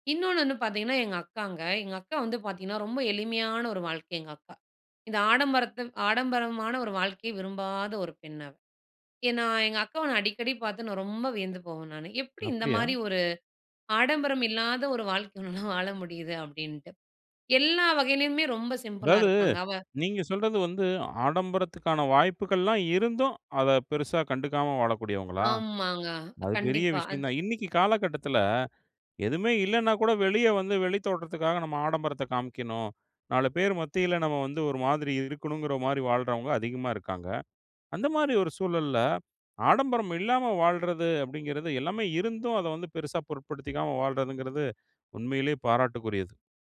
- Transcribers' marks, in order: laughing while speaking: "உன்னால"; in English: "சிம்பிளா"
- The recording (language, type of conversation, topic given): Tamil, podcast, ஒரு நல்ல வழிகாட்டியை எப்படி தேடுவது?